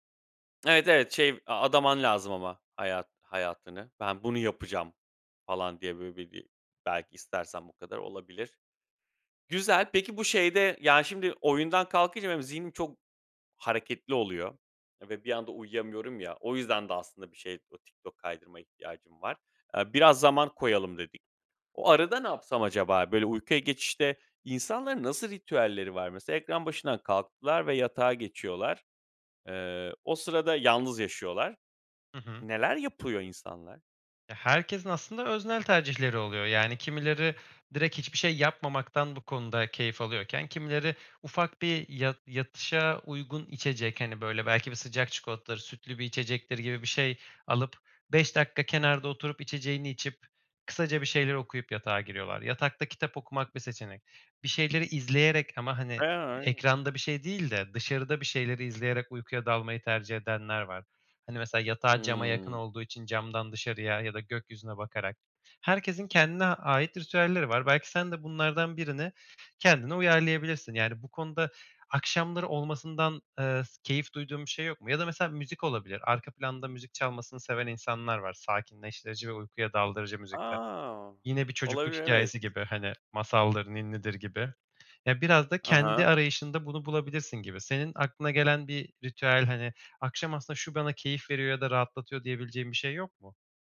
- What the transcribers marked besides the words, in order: unintelligible speech
- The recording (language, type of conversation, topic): Turkish, advice, Akşamları ekran kullanımı nedeniyle uykuya dalmakta zorlanıyorsanız ne yapabilirsiniz?